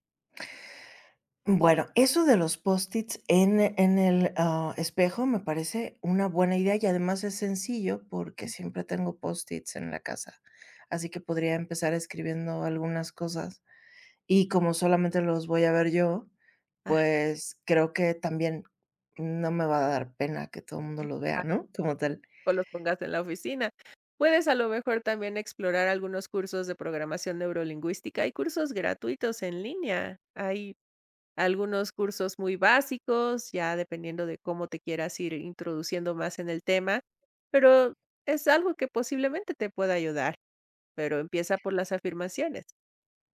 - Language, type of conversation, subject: Spanish, advice, ¿Cómo puedo manejar mi autocrítica constante para atreverme a intentar cosas nuevas?
- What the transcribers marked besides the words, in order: other noise; tapping; unintelligible speech; other background noise